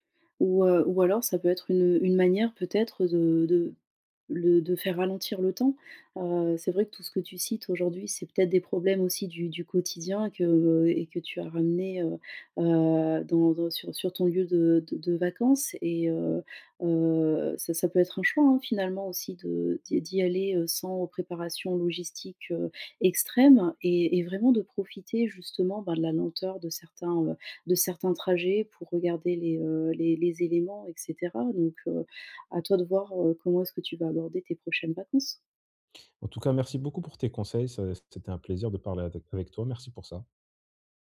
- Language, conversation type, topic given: French, advice, Comment gérer les difficultés logistiques lors de mes voyages ?
- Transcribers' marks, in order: none